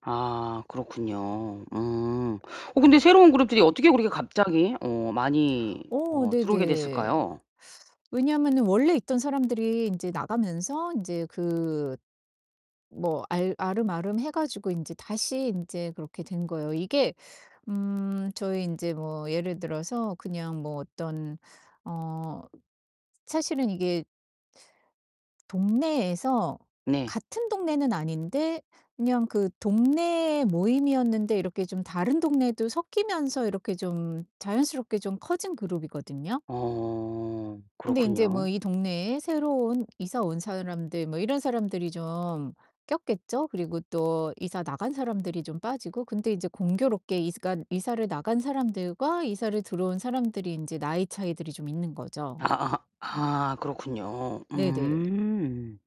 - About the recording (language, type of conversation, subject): Korean, advice, 새로운 모임에서 어색하지 않게 자연스럽게 어울리려면 어떻게 해야 할까요?
- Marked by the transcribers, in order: distorted speech; tapping; other background noise